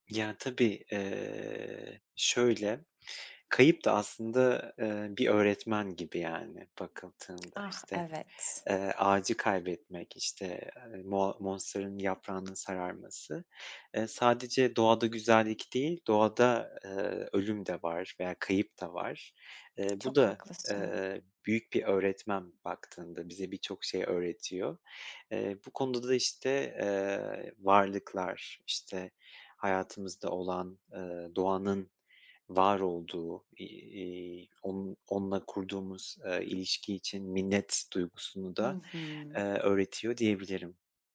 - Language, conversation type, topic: Turkish, podcast, Doğadan öğrendiğin en önemli hayat dersi nedir?
- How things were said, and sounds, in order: tongue click; tapping